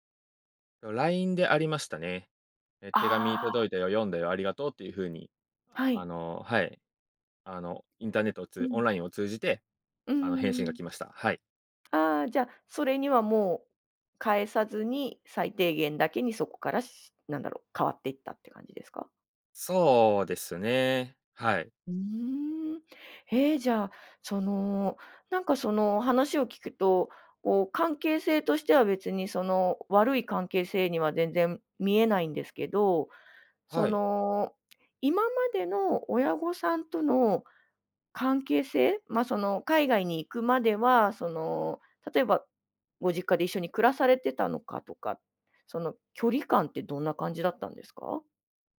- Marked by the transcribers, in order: unintelligible speech
- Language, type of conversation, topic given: Japanese, podcast, 親と距離を置いたほうがいいと感じたとき、どうしますか？